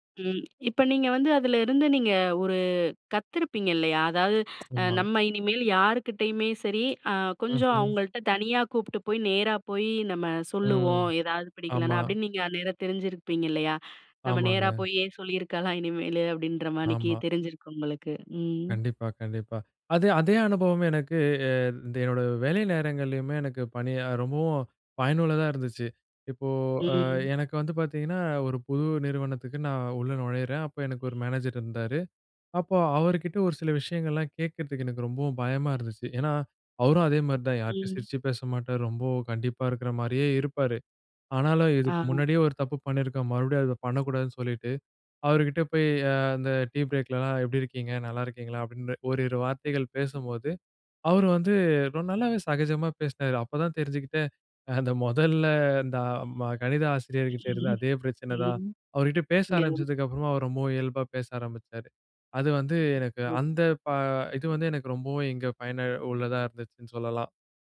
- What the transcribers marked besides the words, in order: unintelligible speech; unintelligible speech
- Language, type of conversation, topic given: Tamil, podcast, ஒரு கருத்தை நேர்மையாகப் பகிர்ந்துகொள்ள சரியான நேரத்தை நீங்கள் எப்படி தேர்வு செய்கிறீர்கள்?